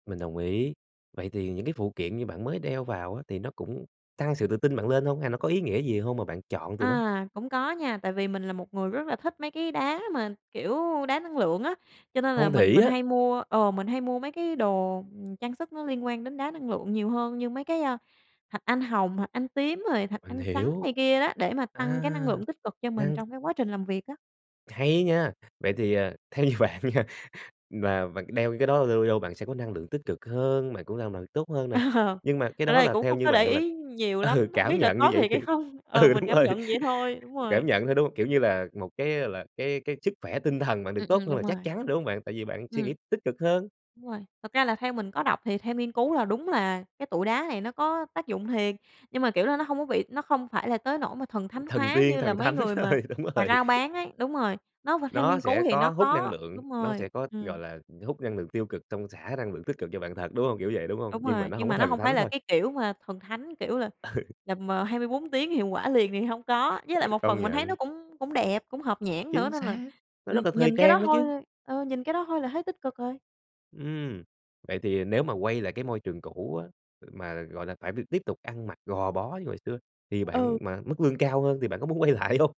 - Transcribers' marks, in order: tapping; laughing while speaking: "như bạn nha"; laughing while speaking: "Ờ"; laughing while speaking: "ừ"; laughing while speaking: "ừ, đúng rồi"; laughing while speaking: "không"; other noise; laughing while speaking: "thánh rồi, đúng rồi"; chuckle; other background noise; laughing while speaking: "Ừ"; laughing while speaking: "lại hông?"
- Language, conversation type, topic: Vietnamese, podcast, Khi nào bạn cảm thấy mình ăn mặc đúng với con người mình nhất?